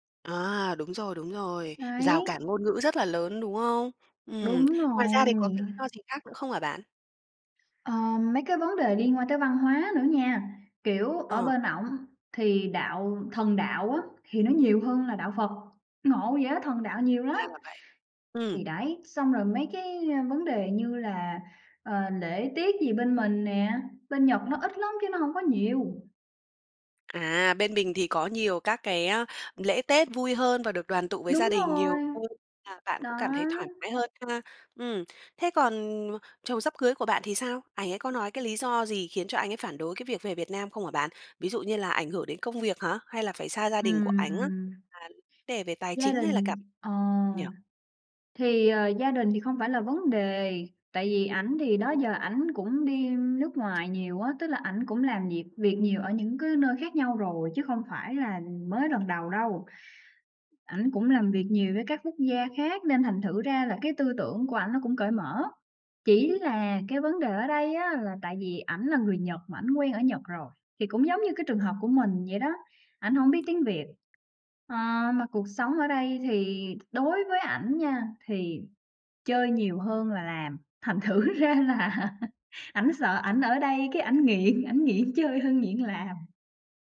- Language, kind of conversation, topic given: Vietnamese, advice, Bạn nên làm gì khi vợ/chồng không muốn cùng chuyển chỗ ở và bạn cảm thấy căng thẳng vì phải lựa chọn?
- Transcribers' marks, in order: other background noise; tapping; unintelligible speech; laughing while speaking: "thử ra là"; chuckle; unintelligible speech; laughing while speaking: "ảnh nghiện chơi hơn nghiện làm"